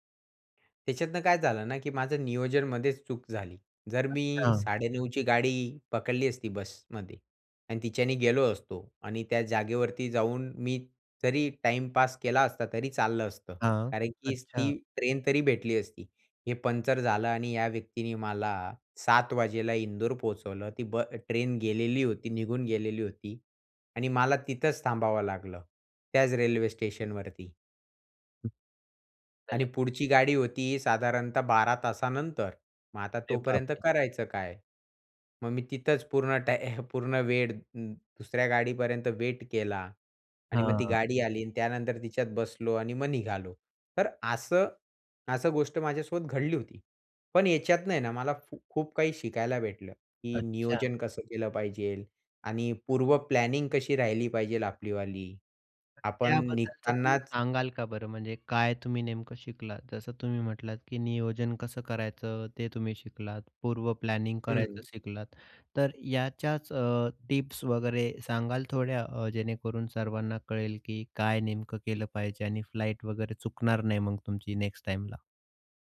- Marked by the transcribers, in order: other background noise; unintelligible speech; "पाहिजे" said as "पाहिजेल"; in English: "प्लॅनिंग"; "पाहिजे" said as "पाहिजेल"; in English: "प्लॅनिंग"; in English: "फ्लाइट"
- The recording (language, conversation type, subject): Marathi, podcast, तुम्ही कधी फ्लाइट किंवा ट्रेन चुकवली आहे का, आणि तो अनुभव सांगू शकाल का?